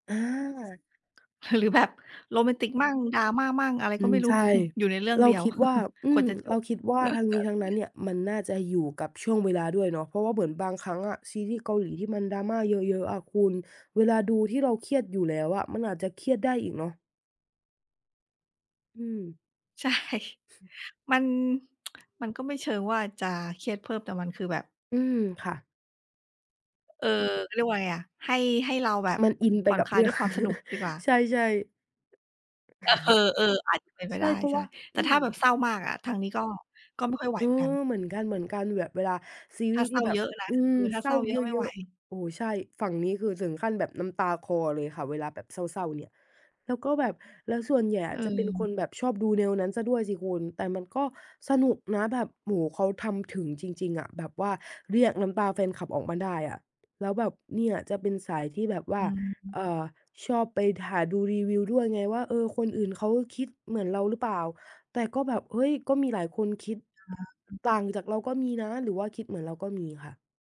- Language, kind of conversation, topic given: Thai, unstructured, คุณคิดอย่างไรกับกระแสความนิยมของซีรีส์ที่เลียนแบบชีวิตของคนดังที่มีอยู่จริง?
- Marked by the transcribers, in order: other background noise; tapping; chuckle; laugh; laughing while speaking: "ใช่"; tsk; chuckle; laughing while speaking: "เออ"